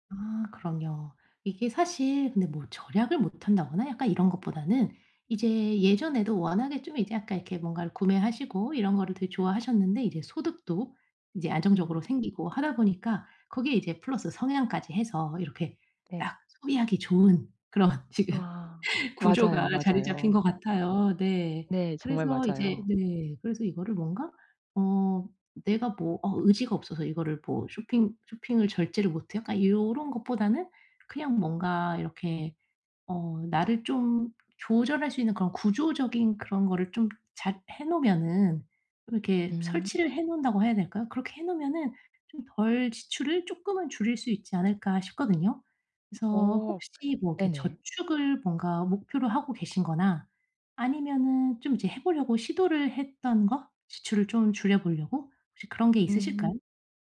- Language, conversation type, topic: Korean, advice, 지출을 통제하기가 어려워서 걱정되는데, 어떻게 하면 좋을까요?
- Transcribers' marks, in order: laughing while speaking: "그런 지금 구조가 자리 잡힌 것 같아요"; tapping; other background noise